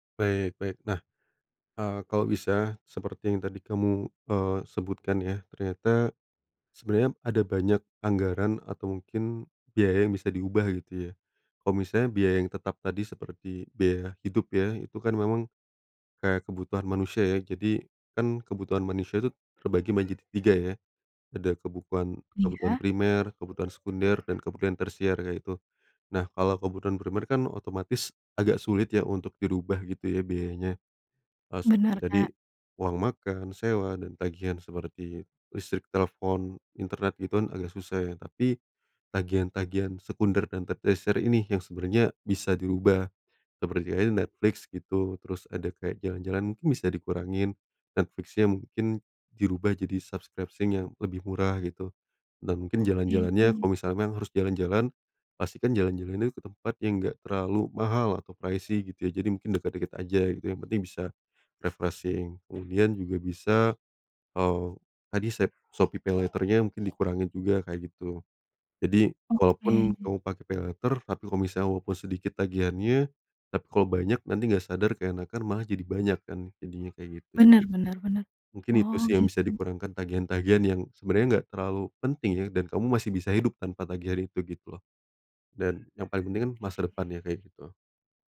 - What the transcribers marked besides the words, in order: background speech; in English: "subscription"; in English: "pricy"; in English: "refreshing"; other background noise; in English: "paylater-nya"; in English: "paylater"
- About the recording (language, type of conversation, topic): Indonesian, advice, Bagaimana rasanya hidup dari gajian ke gajian tanpa tabungan darurat?